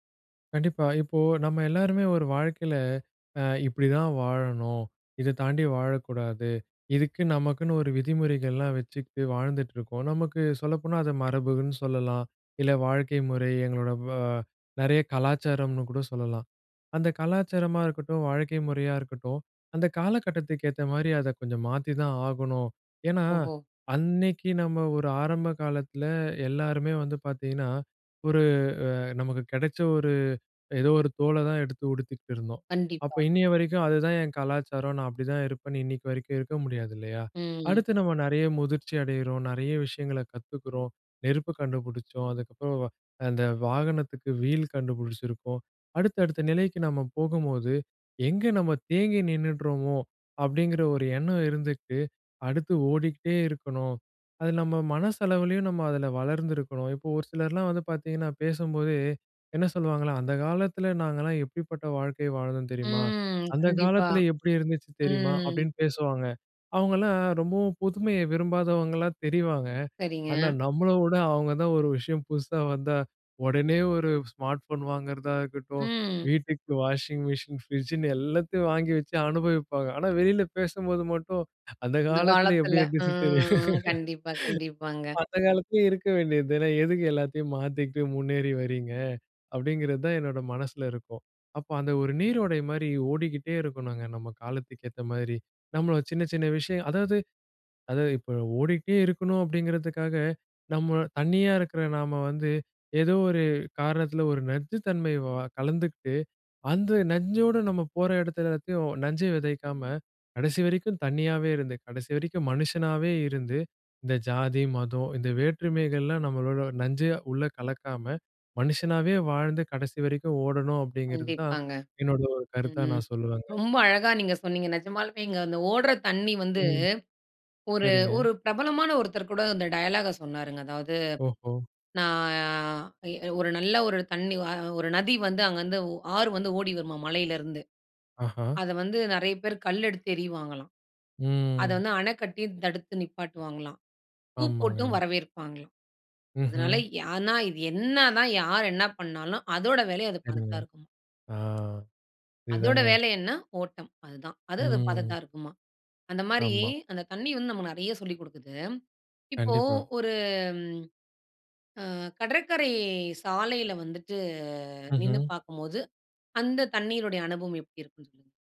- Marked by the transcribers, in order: other background noise; in English: "ஸ்மார்ட் ஃபோன்"; chuckle; drawn out: "ஒரு"
- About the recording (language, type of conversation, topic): Tamil, podcast, தண்ணீர் அருகே அமர்ந்திருப்பது மனஅமைதிக்கு எப்படி உதவுகிறது?
- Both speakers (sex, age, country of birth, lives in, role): female, 35-39, India, India, host; male, 30-34, India, India, guest